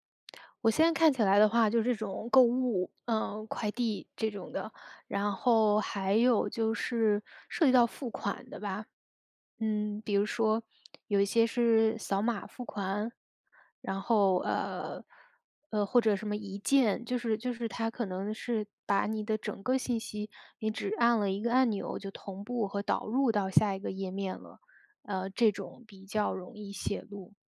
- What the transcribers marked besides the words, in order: tapping; other background noise
- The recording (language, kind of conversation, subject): Chinese, podcast, 我们该如何保护网络隐私和安全？